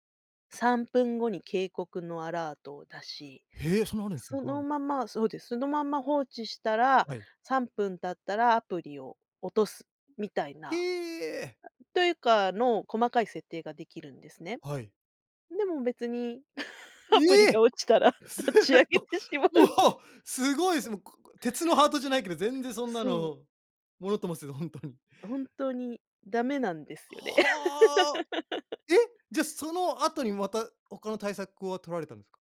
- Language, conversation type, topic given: Japanese, podcast, スマホの使いすぎを減らすにはどうすればいいですか？
- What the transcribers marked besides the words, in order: other background noise; laugh; laughing while speaking: "アプリが落ちたら立ち上げてしまう"; surprised: "ええ"; laughing while speaking: "すっご、もう"; laugh